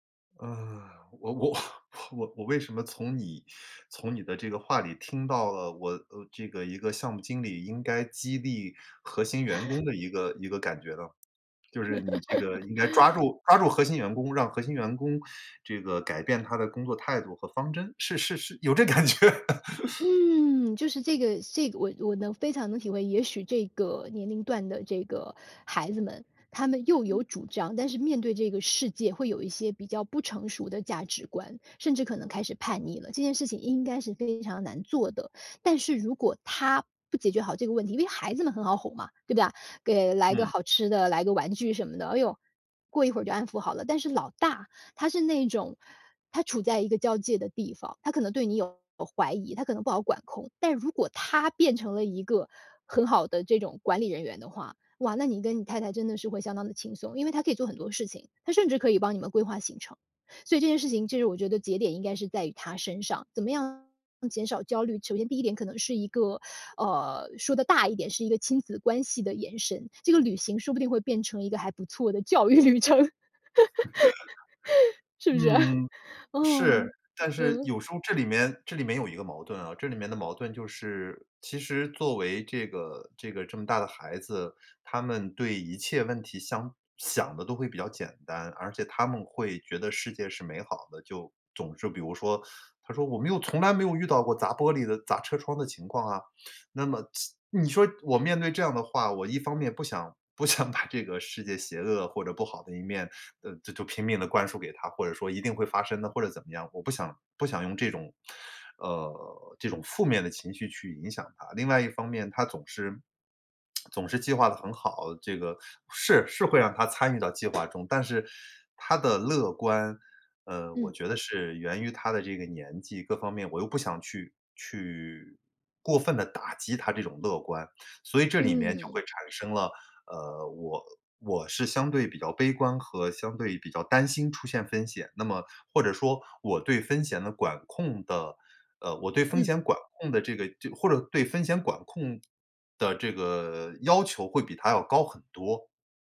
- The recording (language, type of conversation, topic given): Chinese, advice, 旅行时如何减少焦虑和压力？
- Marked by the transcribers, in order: laughing while speaking: "我 我"; laugh; tapping; laugh; laughing while speaking: "有这感觉"; laugh; other background noise; laugh; laughing while speaking: "教育旅程，是不是？"; laughing while speaking: "不想"; lip smack